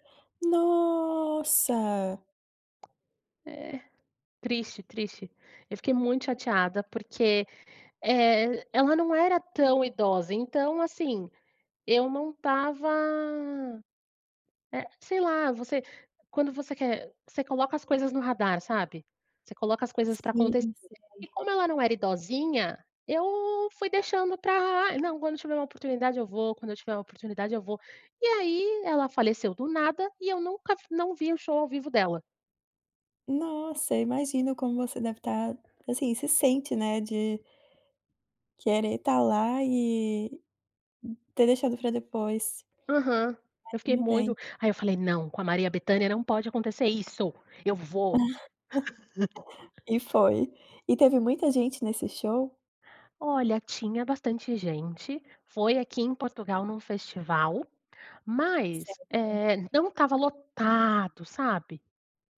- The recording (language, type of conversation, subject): Portuguese, podcast, Qual foi o show ao vivo que mais te marcou?
- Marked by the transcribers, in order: tapping; giggle